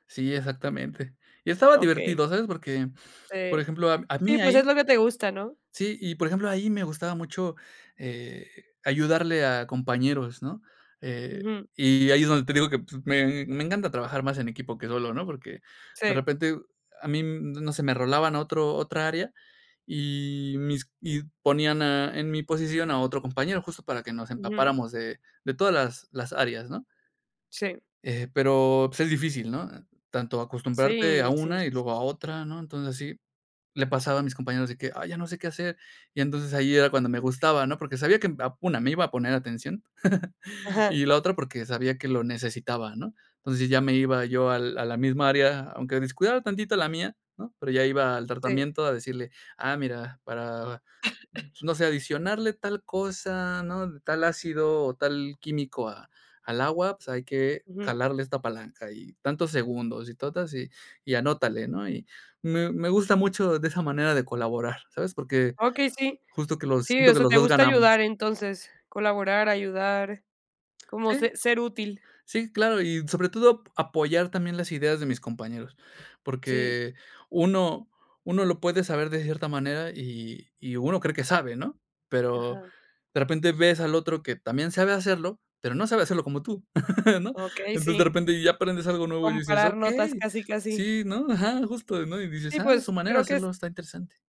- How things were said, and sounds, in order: chuckle; cough; other background noise; chuckle
- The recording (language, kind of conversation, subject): Spanish, podcast, ¿Prefieres colaborar o trabajar solo cuando haces experimentos?